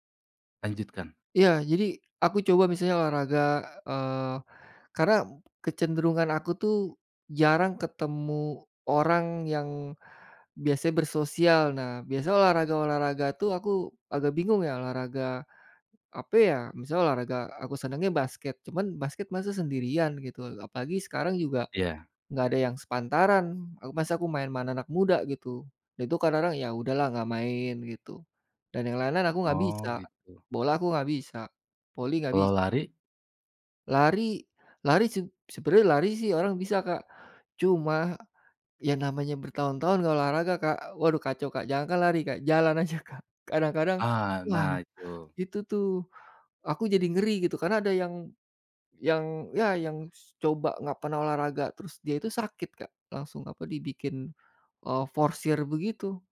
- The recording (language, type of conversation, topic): Indonesian, advice, Bagaimana saya gagal menjaga pola tidur tetap teratur dan mengapa saya merasa lelah saat bangun pagi?
- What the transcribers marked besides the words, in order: other background noise; laughing while speaking: "aja, Kak, kadang-kadang"